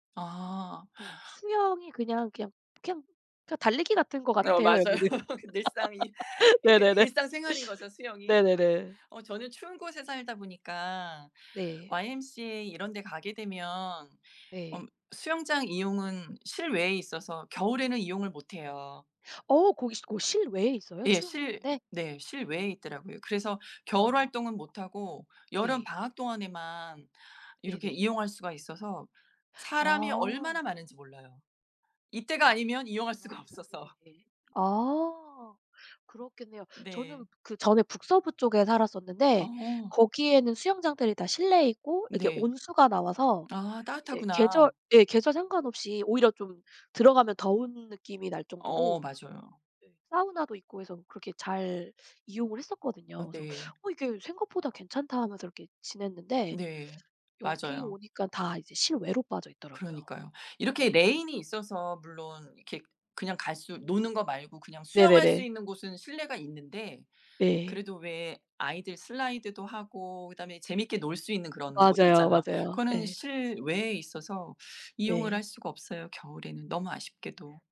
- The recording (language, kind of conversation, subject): Korean, unstructured, 여름 방학과 겨울 방학 중 어느 방학이 더 기다려지시나요?
- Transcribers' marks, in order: tapping; laughing while speaking: "맞아요"; laugh; laughing while speaking: "여기는. 네네네"; laughing while speaking: "수가 없어서"; other background noise